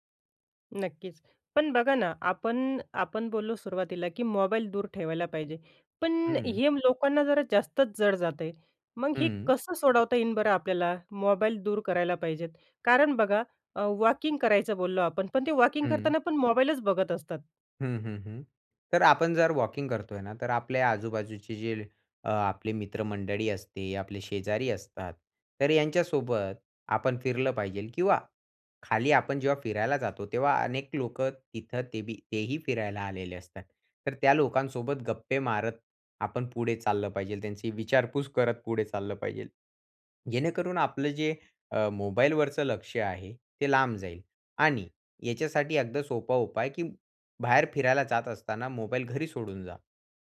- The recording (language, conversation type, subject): Marathi, podcast, उत्तम झोपेसाठी घरात कोणते छोटे बदल करायला हवेत?
- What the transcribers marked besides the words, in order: other background noise